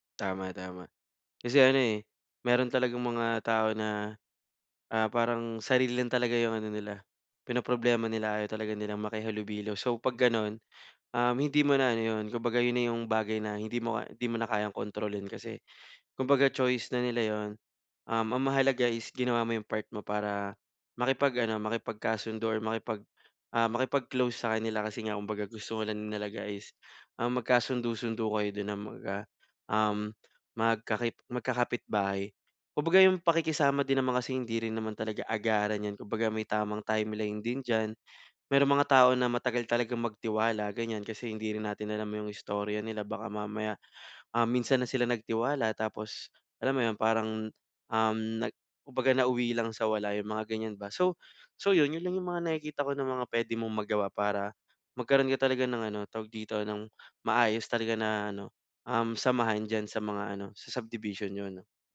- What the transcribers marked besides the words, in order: none
- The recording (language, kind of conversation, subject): Filipino, advice, Paano ako makagagawa ng makabuluhang ambag sa komunidad?